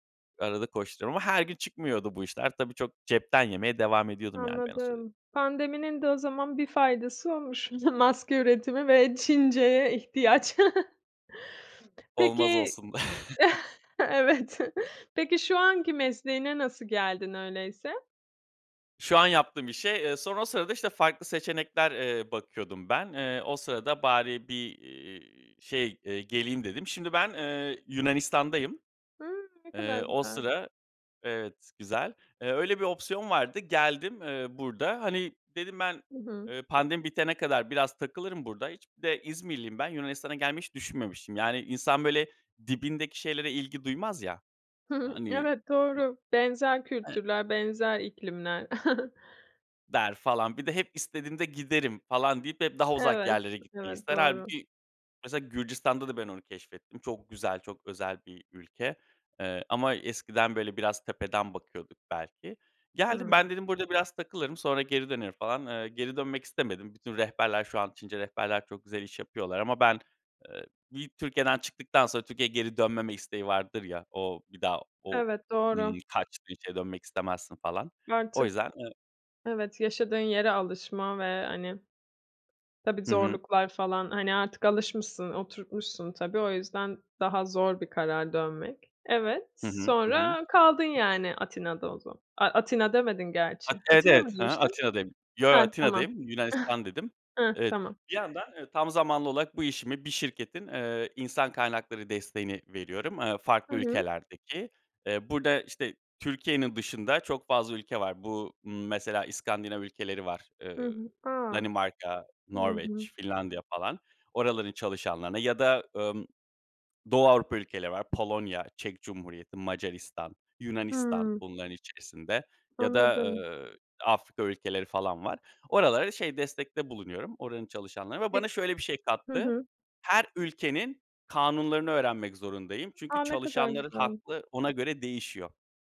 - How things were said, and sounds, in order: laughing while speaking: "maske üretimi ve Çinceye ihtiyaç"; chuckle; laughing while speaking: "Evet"; chuckle; tapping; chuckle; chuckle; other background noise
- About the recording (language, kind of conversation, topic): Turkish, podcast, Bu iş hayatını nasıl etkiledi ve neleri değiştirdi?